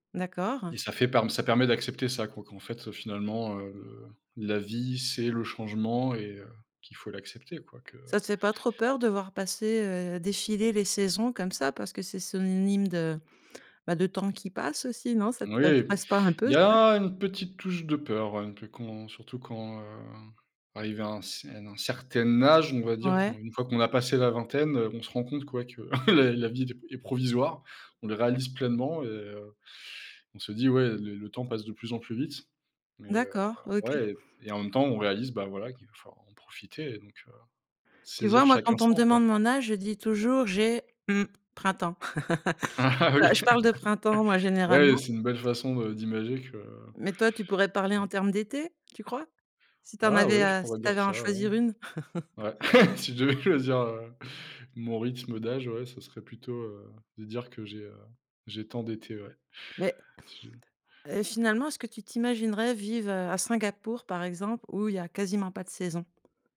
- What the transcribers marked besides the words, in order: "synonyme" said as "sononyme"; chuckle; laugh; tapping; chuckle
- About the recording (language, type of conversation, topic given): French, podcast, Quelle leçon tires-tu des changements de saison ?